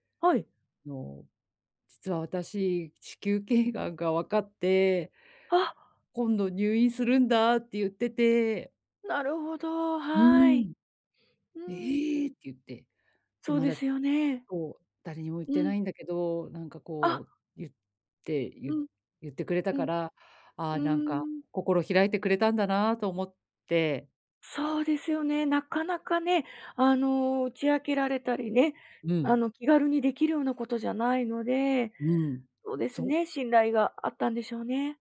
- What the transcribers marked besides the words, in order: other background noise
- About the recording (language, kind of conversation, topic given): Japanese, advice, 予算内で喜ばれるギフトは、どう選べばよいですか？